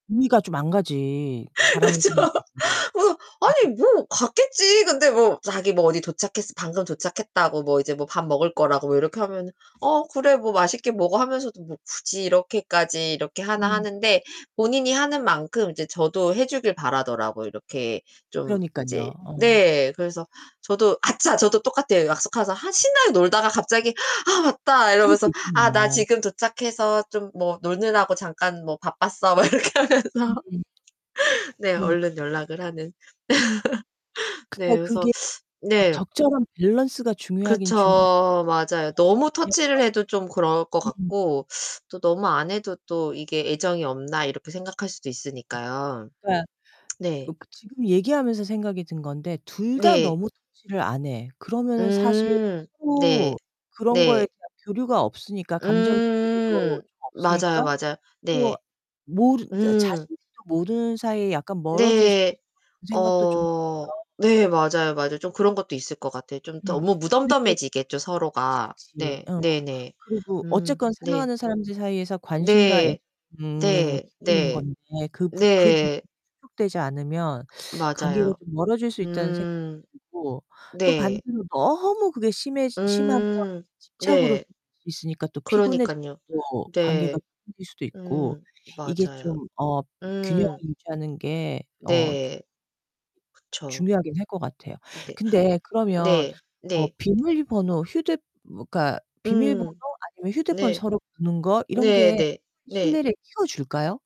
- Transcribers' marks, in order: laughing while speaking: "그쵸. 뭐"; distorted speech; unintelligible speech; other background noise; laughing while speaking: "막 이렇게 하면서"; tapping; laugh; teeth sucking; lip smack; unintelligible speech
- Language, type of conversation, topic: Korean, unstructured, 연인 사이에서는 사생활을 어디까지 인정해야 할까요?